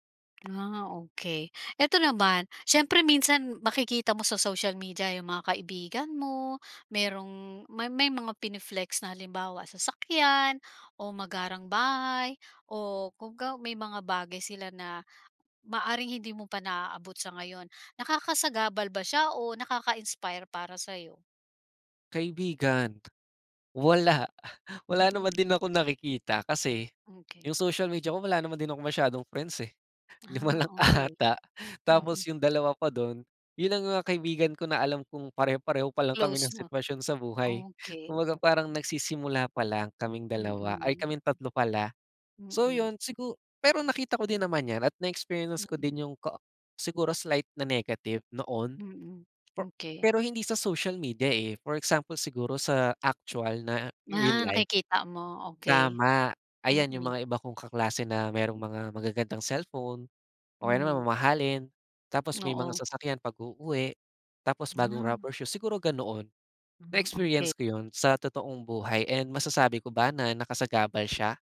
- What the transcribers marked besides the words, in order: tapping; "kumbaga" said as "kumgaw"; scoff; other background noise; laughing while speaking: "lima lang"; lip smack
- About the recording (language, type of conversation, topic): Filipino, podcast, Paano nakatulong o nakasagabal ang midyang panlipunan sa pananaw mo tungkol sa tagumpay?